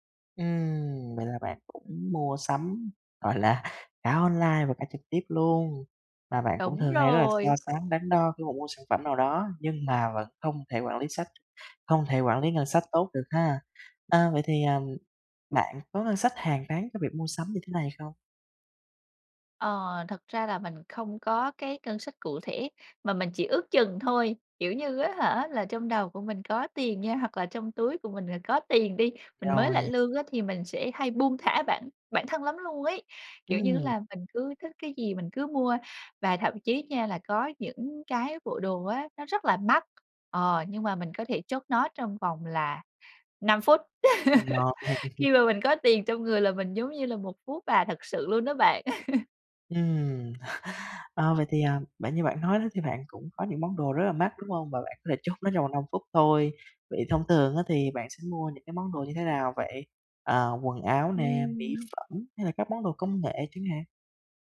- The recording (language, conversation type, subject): Vietnamese, advice, Làm sao tôi có thể quản lý ngân sách tốt hơn khi mua sắm?
- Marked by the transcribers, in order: laughing while speaking: "gọi là"; other background noise; tapping; laugh; laughing while speaking: "Khi mà mình có tiền"; laughing while speaking: "Rồi"; laugh; chuckle; laughing while speaking: "chốt"